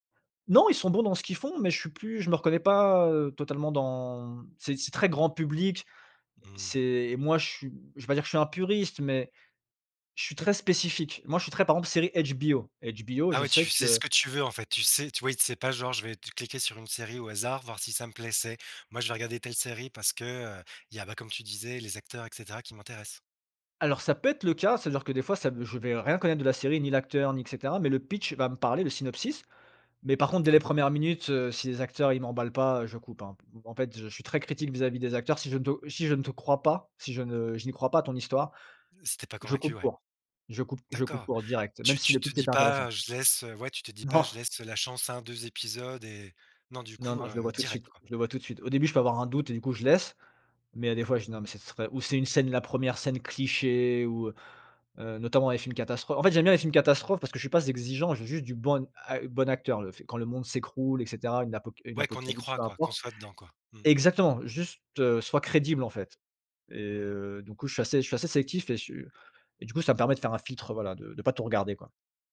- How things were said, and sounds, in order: tapping; put-on voice: "HBO. HBO"; other background noise; laughing while speaking: "Non"
- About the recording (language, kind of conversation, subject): French, podcast, Que penses-tu du phénomène des spoilers et comment tu gères ça ?